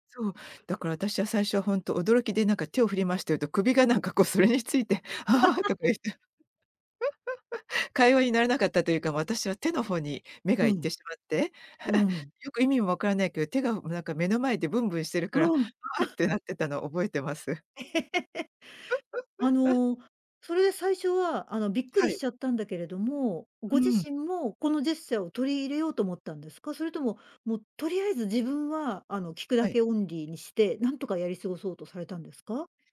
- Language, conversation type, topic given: Japanese, podcast, ジェスチャーの意味が文化によって違うと感じたことはありますか？
- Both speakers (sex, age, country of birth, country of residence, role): female, 55-59, Japan, Japan, host; female, 55-59, Japan, United States, guest
- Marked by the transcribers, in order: laughing while speaking: "首が、なんか、こう、それについて、ははは、とか言って"; laugh; laugh; chuckle; chuckle; laugh